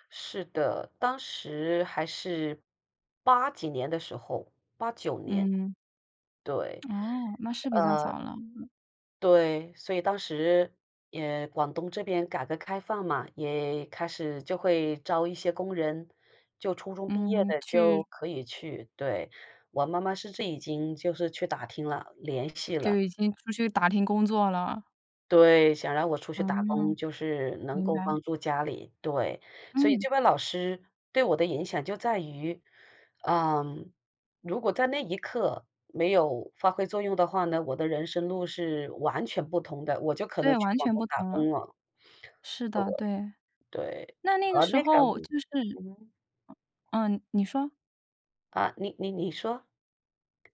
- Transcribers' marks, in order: other background noise; other noise
- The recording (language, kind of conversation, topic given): Chinese, podcast, 有没有哪位老师或前辈曾经影响并改变了你的人生方向？